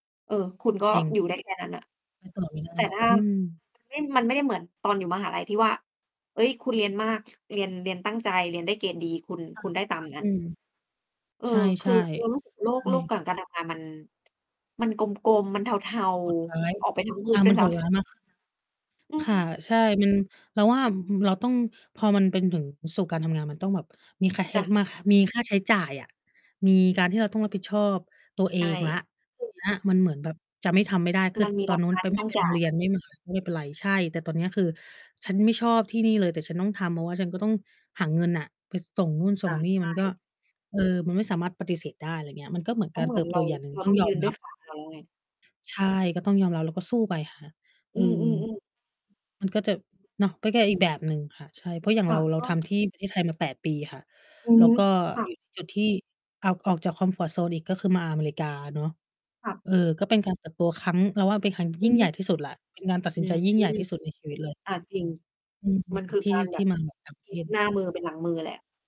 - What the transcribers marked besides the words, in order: mechanical hum; other noise; laughing while speaking: "ซ้ำ"; distorted speech; static; drawn out: "อืม"
- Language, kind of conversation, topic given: Thai, unstructured, ช่วงเวลาไหนในชีวิตที่ทำให้คุณเติบโตมากที่สุด?